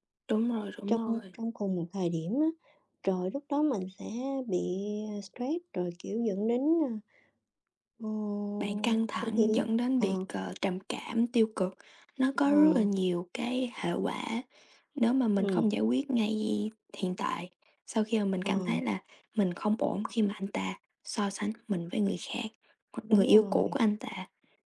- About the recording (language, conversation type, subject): Vietnamese, unstructured, Bạn cảm thấy thế nào khi người ấy thường so sánh bạn với người khác?
- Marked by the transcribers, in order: tapping; unintelligible speech; other background noise